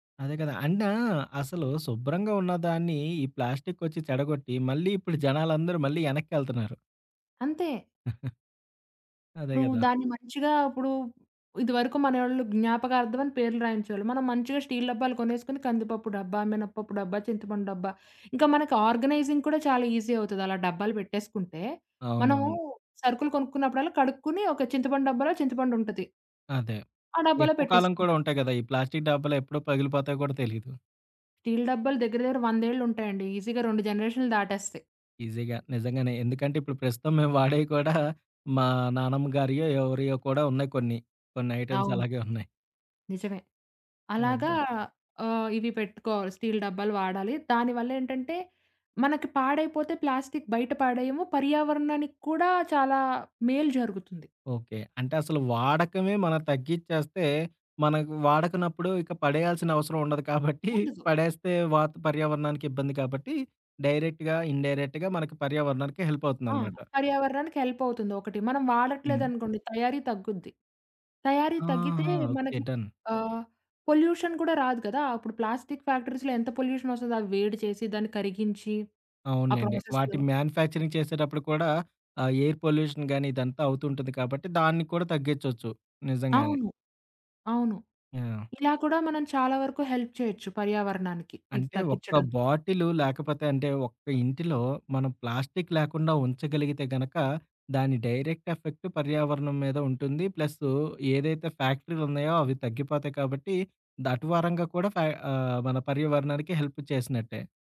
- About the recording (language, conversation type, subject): Telugu, podcast, పర్యావరణ రక్షణలో సాధారణ వ్యక్తి ఏమేం చేయాలి?
- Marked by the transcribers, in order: giggle; in English: "ఆర్గనైజింగ్"; in English: "ఈజీ"; in English: "ఈజీగా"; in English: "ఈజీగా"; chuckle; in English: "ఐటెమ్స్"; laughing while speaking: "కాబట్టి"; in English: "డైరెక్ట్‌గా, ఇన్‌డైరెక్ట్‌గా"; in English: "హెల్ప్"; in English: "హెల్ప్"; in English: "డన్"; in English: "పొల్యూషన్"; in English: "ఫ్యాక్టరీస్‌లో"; in English: "పొల్యూషన్"; in English: "మ్యాన్యుఫ్యాక్చరింగ్"; in English: "ఎయిర్ పొల్యూషన్"; in English: "హెల్ప్"; in English: "డైరెక్ట్ ఎఫెక్ట్"; in English: "హెల్ప్"